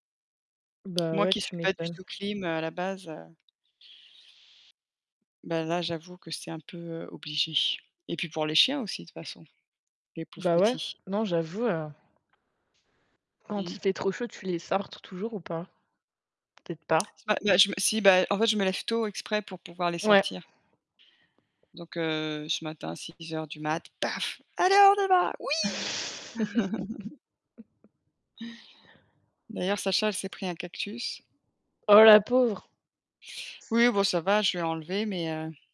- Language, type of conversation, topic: French, unstructured, Quel changement technologique t’a le plus surpris dans ta vie ?
- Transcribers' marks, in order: static; distorted speech; tapping; put-on voice: "Allez on va, oui !"; laugh; mechanical hum